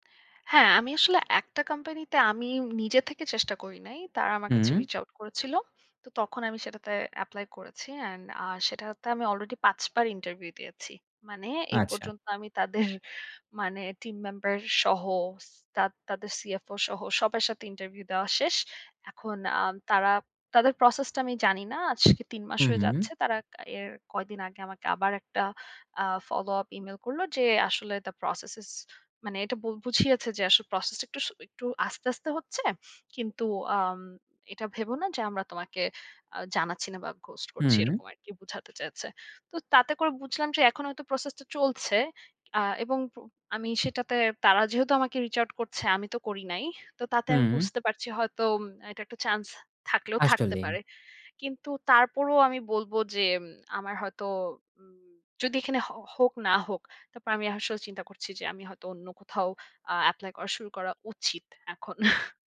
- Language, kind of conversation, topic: Bengali, advice, একই সময়ে অনেক লক্ষ্য থাকলে কোনটিকে আগে অগ্রাধিকার দেব তা কীভাবে বুঝব?
- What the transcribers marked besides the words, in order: tapping; in English: "the process is"; in English: "ghost"; chuckle